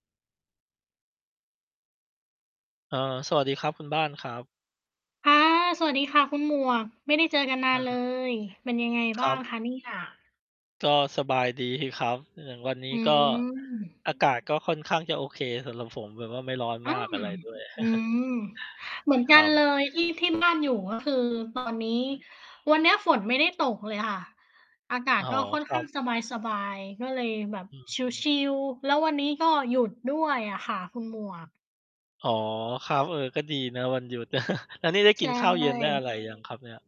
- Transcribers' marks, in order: laughing while speaking: "ดี"; static; chuckle; distorted speech; mechanical hum; chuckle
- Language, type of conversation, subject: Thai, unstructured, กิจกรรมอะไรช่วยให้คุณผ่อนคลายได้ดีที่สุด?